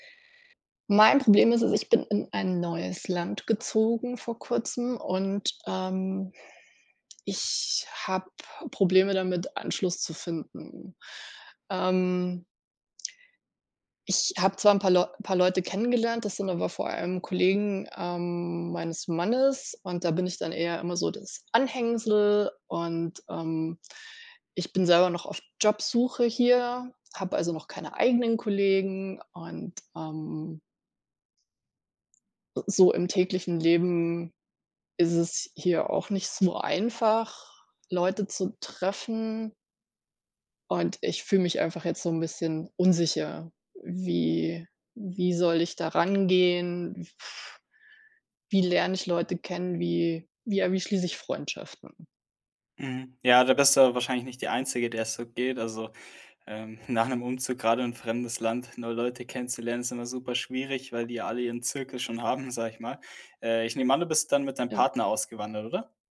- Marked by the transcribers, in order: blowing; tapping
- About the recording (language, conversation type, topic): German, advice, Wie kann ich meine soziale Unsicherheit überwinden, um im Erwachsenenalter leichter neue Freundschaften zu schließen?